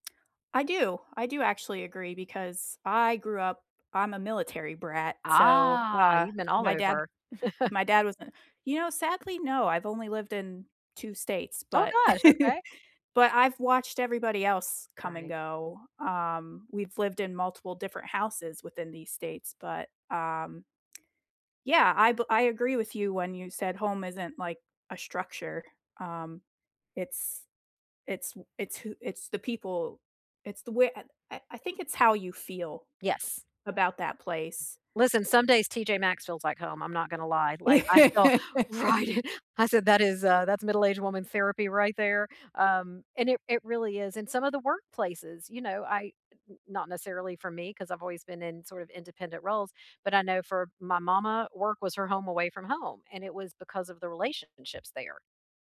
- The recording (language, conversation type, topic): English, unstructured, How has your sense of home evolved from childhood to now, and what experiences have shaped it?
- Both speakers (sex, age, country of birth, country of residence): female, 35-39, United States, United States; female, 50-54, United States, United States
- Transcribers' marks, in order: drawn out: "Ah"; chuckle; laugh; laugh; stressed: "right"